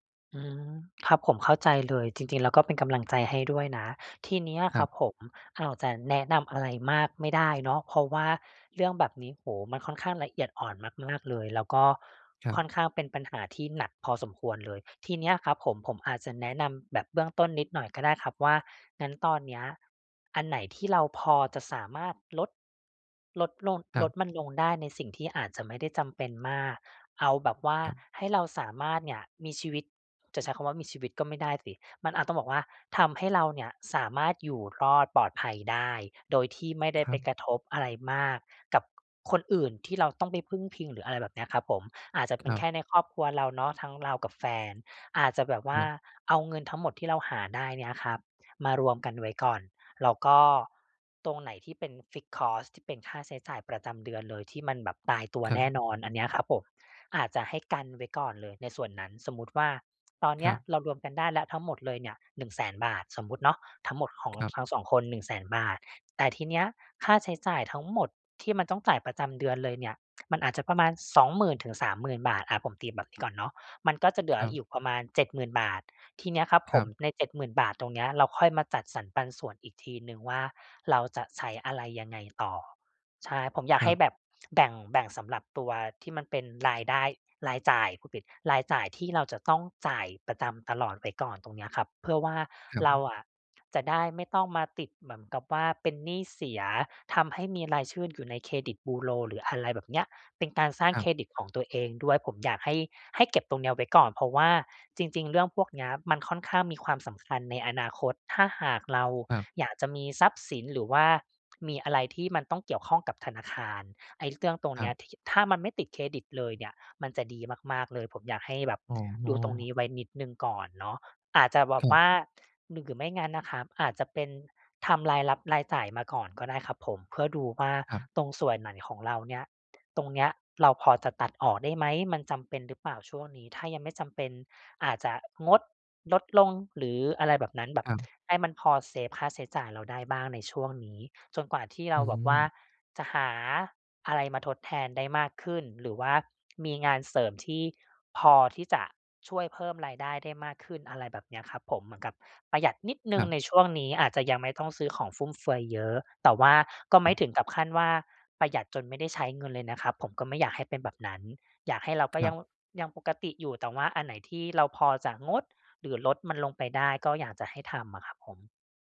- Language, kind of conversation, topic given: Thai, advice, คุณมีประสบการณ์อย่างไรกับการตกงานกะทันหันและความไม่แน่นอนเรื่องรายได้?
- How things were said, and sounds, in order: in English: "fixed cost"; tsk; other background noise